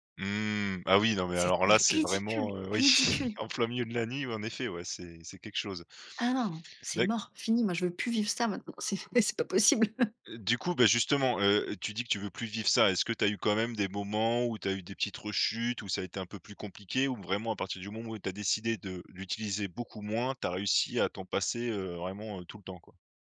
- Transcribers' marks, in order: stressed: "ridicule"; laughing while speaking: "oui"; laughing while speaking: "C'est mais c'est pas possible"; chuckle
- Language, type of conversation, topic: French, podcast, Qu’est-ce que tu gagnes à passer du temps sans téléphone ?
- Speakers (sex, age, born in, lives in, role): female, 30-34, France, France, guest; male, 30-34, France, France, host